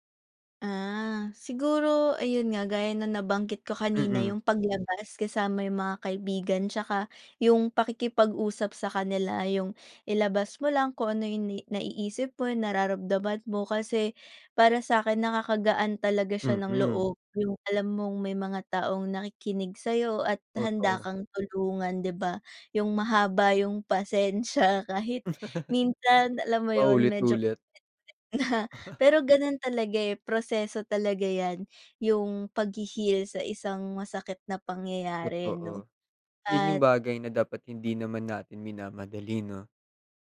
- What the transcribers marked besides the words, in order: other background noise; chuckle; unintelligible speech
- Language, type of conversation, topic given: Filipino, unstructured, Paano mo tinutulungan ang iyong sarili na makapagpatuloy sa kabila ng sakit?